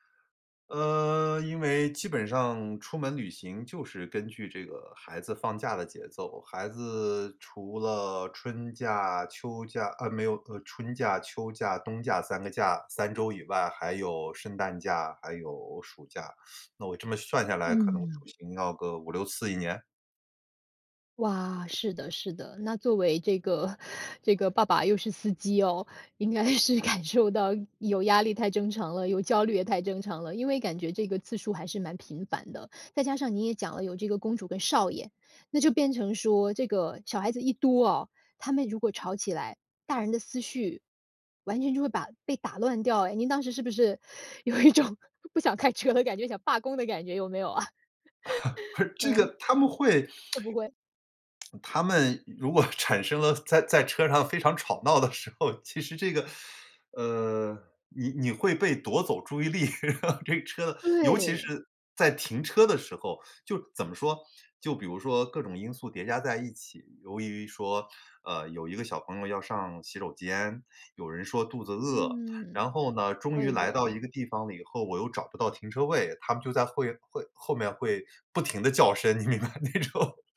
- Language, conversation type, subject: Chinese, advice, 旅行时如何减少焦虑和压力？
- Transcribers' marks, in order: teeth sucking; laughing while speaking: "应该是感受到"; other background noise; laughing while speaking: "有一种"; laugh; laughing while speaking: "啊？"; laugh; tsk; lip smack; laughing while speaking: "如果"; laughing while speaking: "时候，其实"; laugh; laughing while speaking: "这车"; laughing while speaking: "你明白，那种"